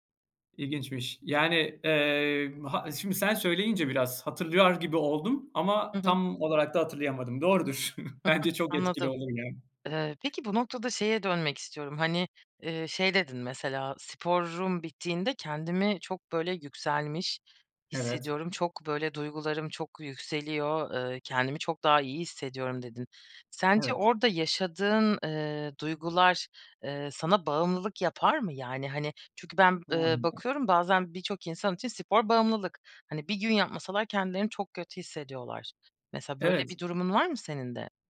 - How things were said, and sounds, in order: giggle; chuckle; other background noise; tapping; unintelligible speech
- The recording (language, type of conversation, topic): Turkish, podcast, Kötü bir gün geçirdiğinde kendini toparlama taktiklerin neler?